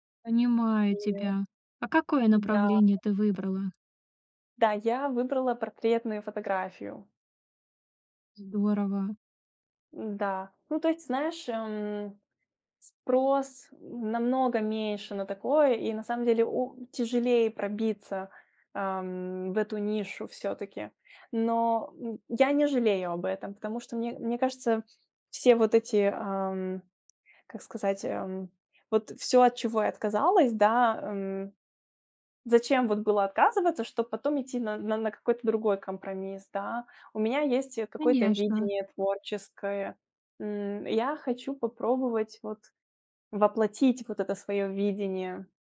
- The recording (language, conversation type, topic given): Russian, advice, Как принять, что разрыв изменил мои жизненные планы, и не терять надежду?
- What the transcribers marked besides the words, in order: other background noise